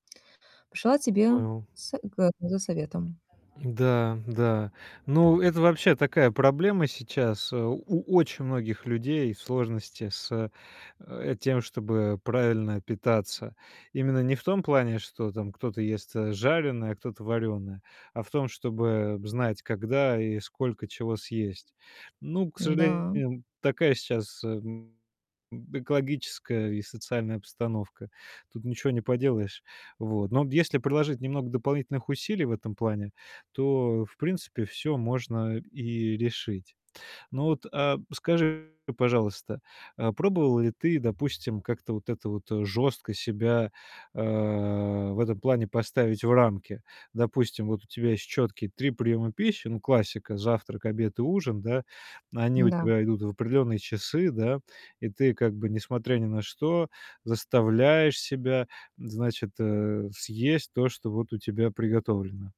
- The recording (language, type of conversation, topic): Russian, advice, Как понять, когда я действительно голоден, а когда ем по привычке?
- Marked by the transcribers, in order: background speech; distorted speech